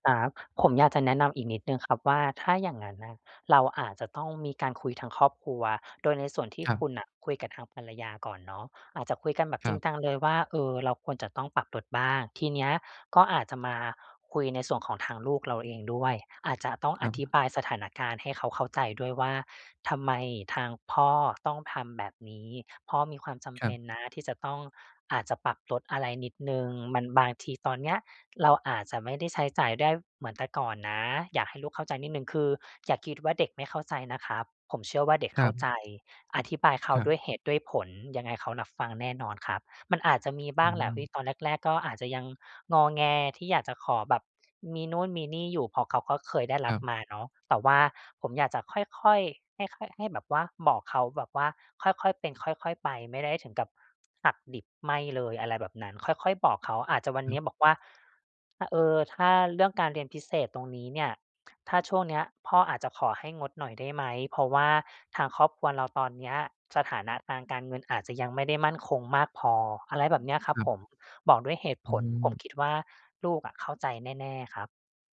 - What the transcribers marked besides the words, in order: none
- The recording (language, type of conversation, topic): Thai, advice, คุณมีประสบการณ์อย่างไรกับการตกงานกะทันหันและความไม่แน่นอนเรื่องรายได้?